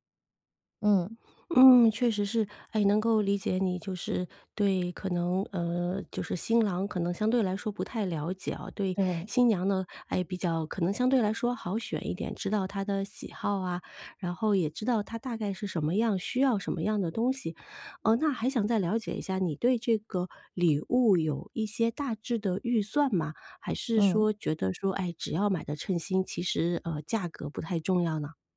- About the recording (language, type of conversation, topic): Chinese, advice, 如何才能挑到称心的礼物？
- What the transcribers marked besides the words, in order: none